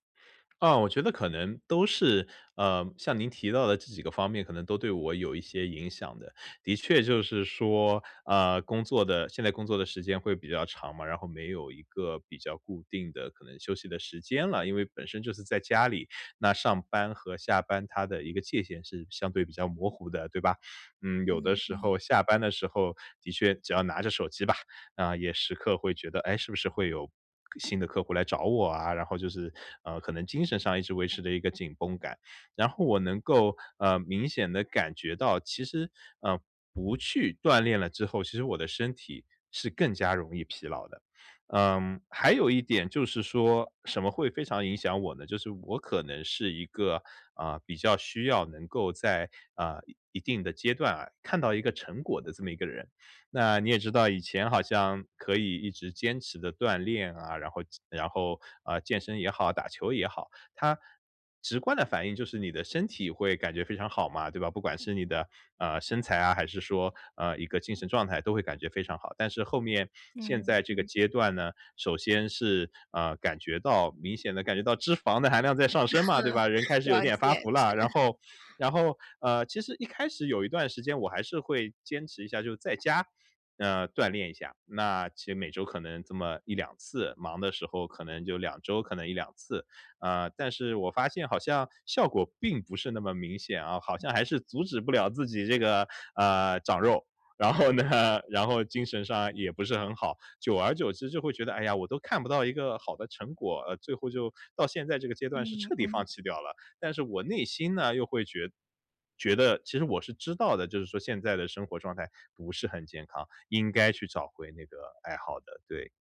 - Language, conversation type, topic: Chinese, advice, 如何持续保持对爱好的动力？
- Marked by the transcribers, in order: tapping; laugh; laughing while speaking: "了解，是"; laughing while speaking: "然后呢"